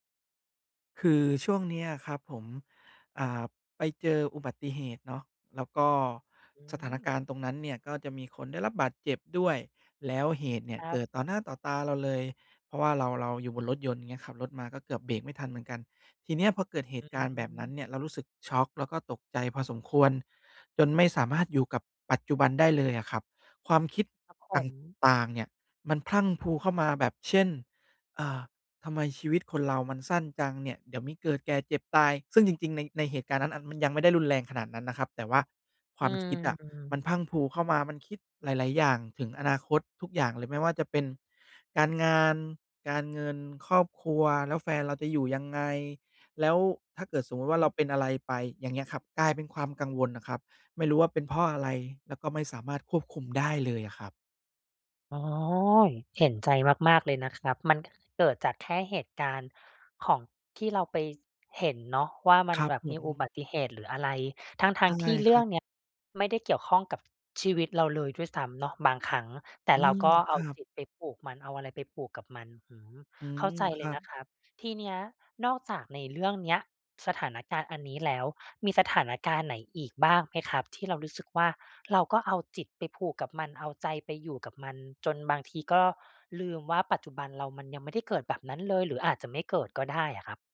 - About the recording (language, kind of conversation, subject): Thai, advice, ทำไมฉันถึงอยู่กับปัจจุบันไม่ได้และเผลอเหม่อคิดเรื่องอื่นตลอดเวลา?
- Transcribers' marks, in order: tapping